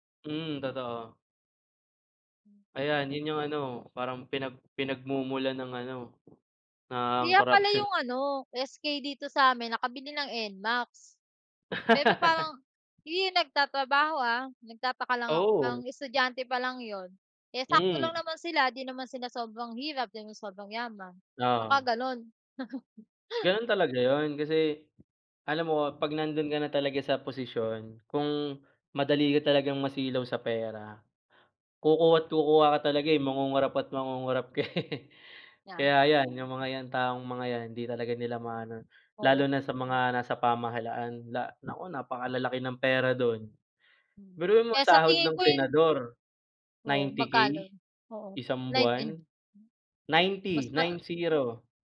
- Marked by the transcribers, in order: laugh; laugh; laughing while speaking: "eh"
- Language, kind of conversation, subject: Filipino, unstructured, Paano mo nakikita ang epekto ng korapsyon sa pamahalaan?